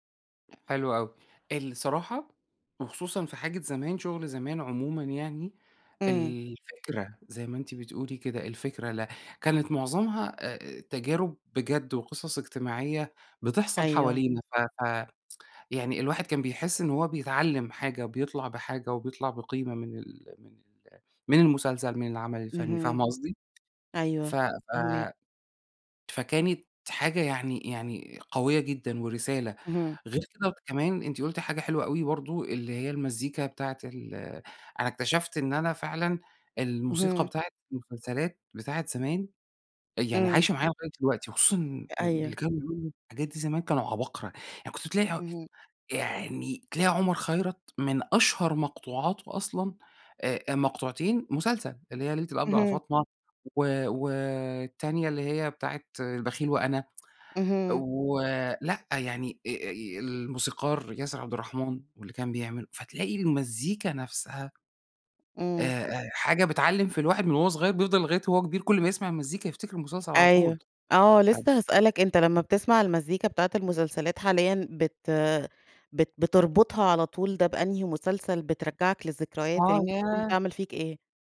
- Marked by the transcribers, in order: other background noise; tapping; unintelligible speech
- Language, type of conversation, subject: Arabic, podcast, احكيلي عن مسلسل أثر فيك؟